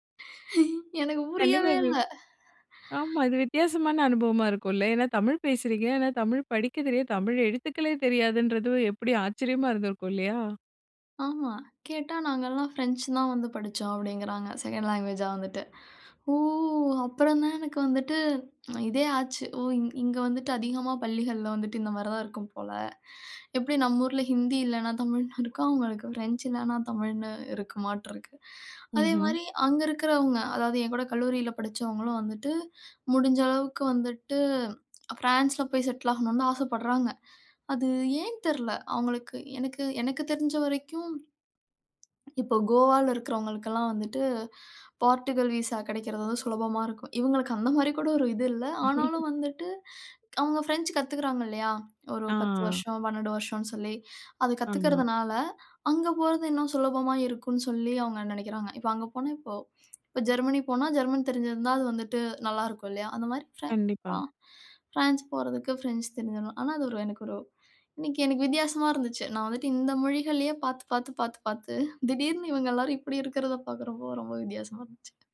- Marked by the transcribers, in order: chuckle; laughing while speaking: "எனக்கு புரியவே இல்ல"; drawn out: "ஓ!"; "போர்ச்சுகல்" said as "போர்டுகல்"; laugh; other background noise
- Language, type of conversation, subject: Tamil, podcast, சுற்றுலா இடம் அல்லாமல், மக்கள் வாழ்வை உணர்த்திய ஒரு ஊரைப் பற்றி நீங்கள் கூற முடியுமா?